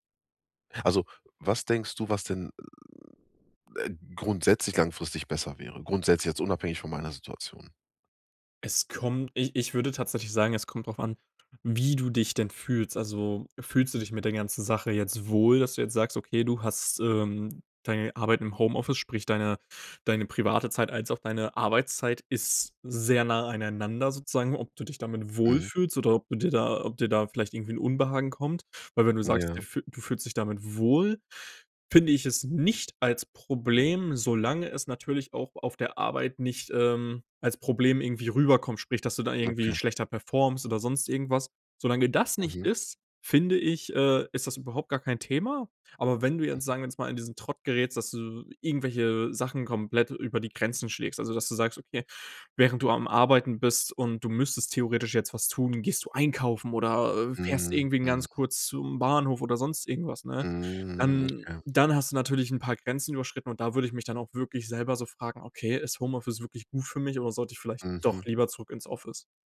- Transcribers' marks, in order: stressed: "wie"; stressed: "nicht"; stressed: "das"; stressed: "doch"
- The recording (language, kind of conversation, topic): German, advice, Wie hat sich durch die Umstellung auf Homeoffice die Grenze zwischen Arbeit und Privatleben verändert?
- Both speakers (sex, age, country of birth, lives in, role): male, 20-24, Germany, Germany, advisor; male, 30-34, Germany, Germany, user